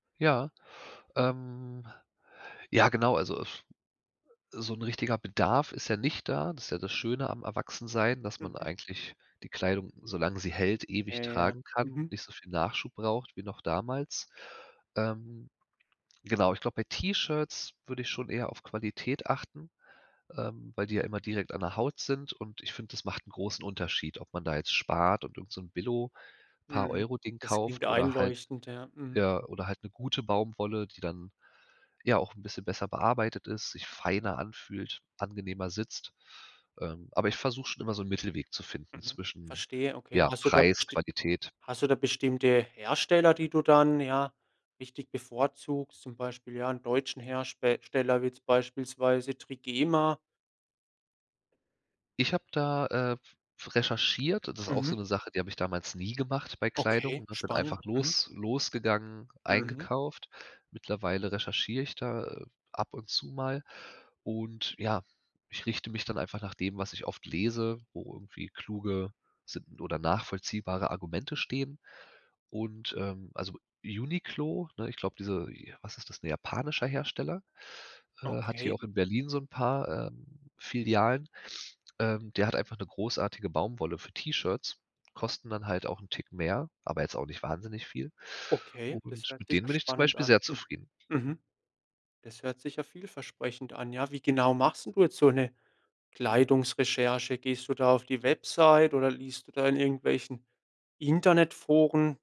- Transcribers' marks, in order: other background noise
- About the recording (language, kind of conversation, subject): German, podcast, Bist du eher minimalistisch oder liebst du ausdrucksstarke Outfits?